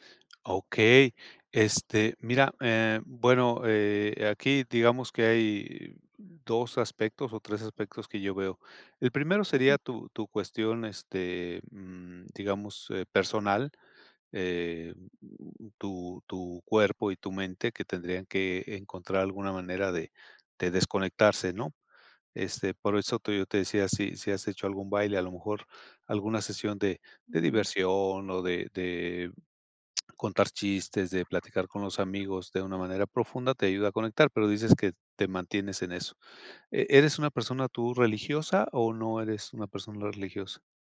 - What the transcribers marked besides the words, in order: other noise; other background noise; tapping
- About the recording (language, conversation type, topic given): Spanish, advice, ¿Por qué me cuesta relajarme y desconectar?